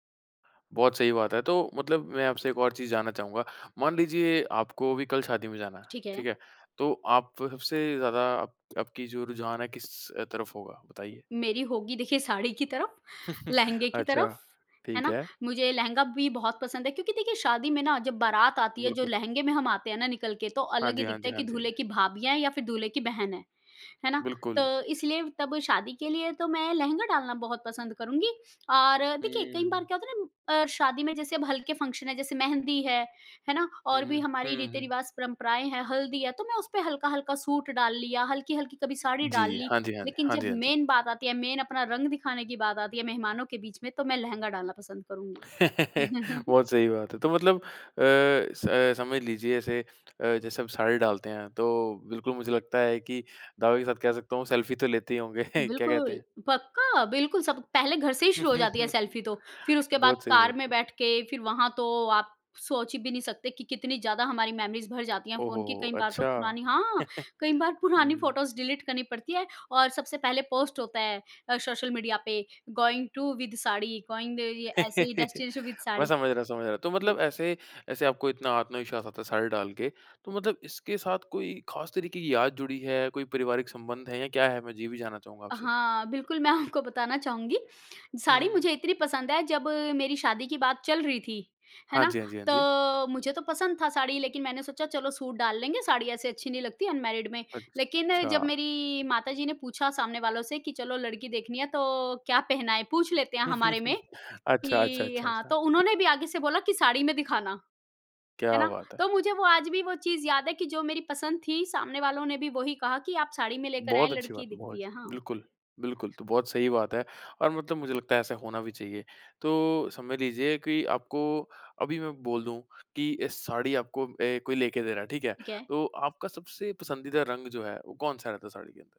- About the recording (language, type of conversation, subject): Hindi, podcast, तुम्हें कौन सा पहनावा सबसे ज़्यादा आत्मविश्वास देता है?
- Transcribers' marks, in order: laughing while speaking: "साड़ी"; chuckle; in English: "फंक्शन"; in English: "मेन"; in English: "मेन"; laugh; chuckle; chuckle; in English: "मेमोरीज़"; chuckle; laughing while speaking: "पुरानी"; in English: "फोटोज़ डिलीट"; in English: "गोइंग टू विद"; in English: "गोइंग"; laugh; in English: "डेस्टिनेशन विद"; laughing while speaking: "मैं"; in English: "अनमैरिड"; laugh